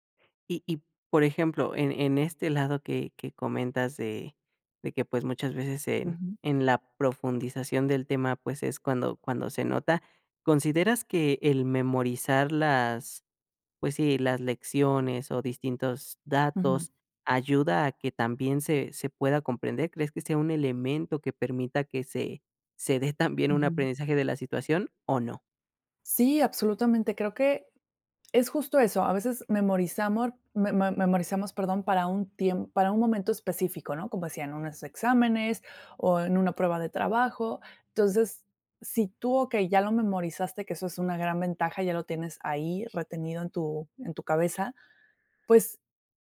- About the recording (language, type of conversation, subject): Spanish, podcast, ¿Cómo sabes si realmente aprendiste o solo memorizaste?
- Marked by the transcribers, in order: none